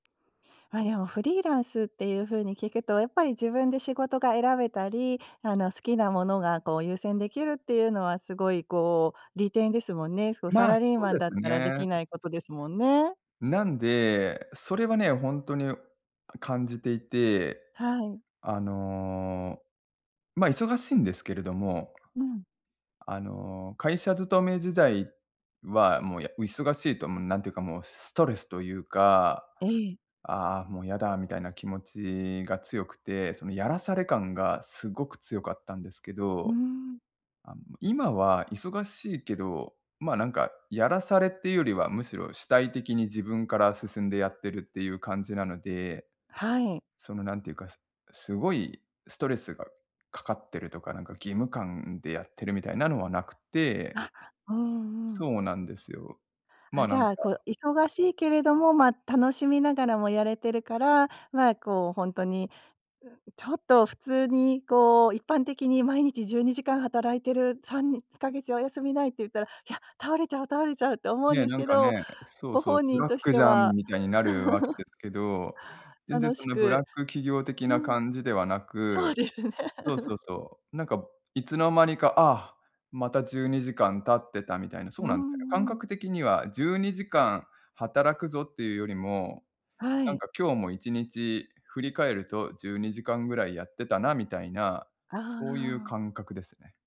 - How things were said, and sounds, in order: other noise; unintelligible speech; laugh; laughing while speaking: "そうですね"
- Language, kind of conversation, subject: Japanese, advice, 仕事と私生活をうまく切り替えられず疲弊しているのですが、どうすればよいですか？